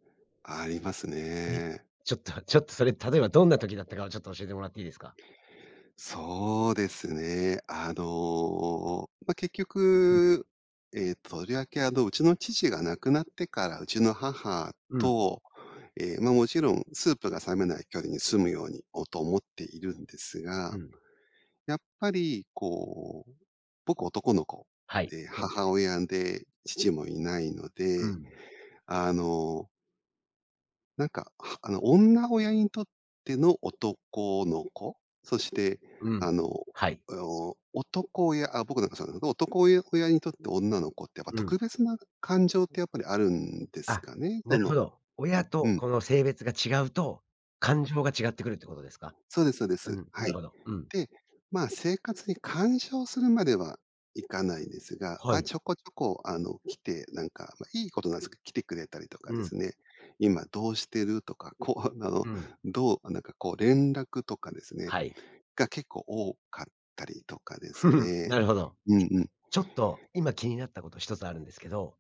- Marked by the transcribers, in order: chuckle
- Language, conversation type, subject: Japanese, podcast, 親との価値観の違いを、どのように乗り越えましたか？